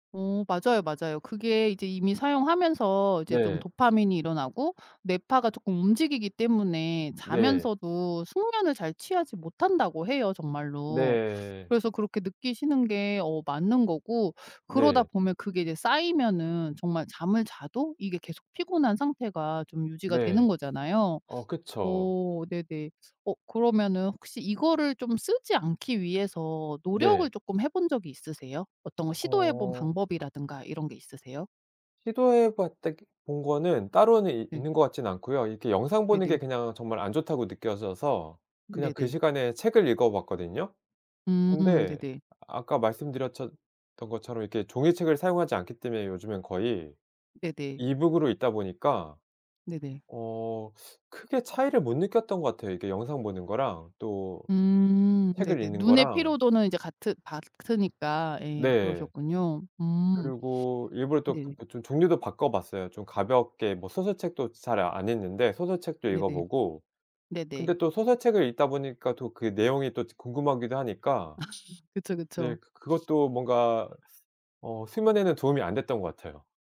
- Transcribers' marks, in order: laugh; other background noise
- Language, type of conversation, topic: Korean, advice, 자기 전에 전자기기를 사용하느라 휴식 시간이 부족한데, 어떻게 줄일 수 있을까요?